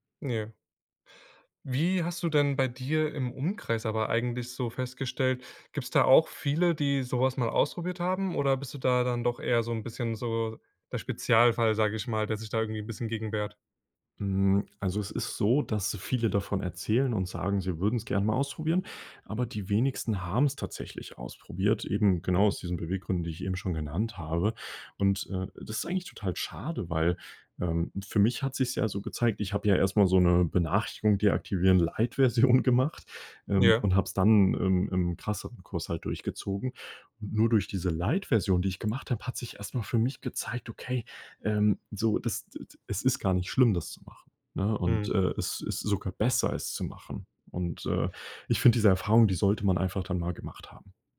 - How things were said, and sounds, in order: laughing while speaking: "Version"
- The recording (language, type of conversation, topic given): German, podcast, Wie gehst du mit ständigen Benachrichtigungen um?
- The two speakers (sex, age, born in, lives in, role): male, 20-24, Germany, Germany, guest; male, 20-24, Germany, Germany, host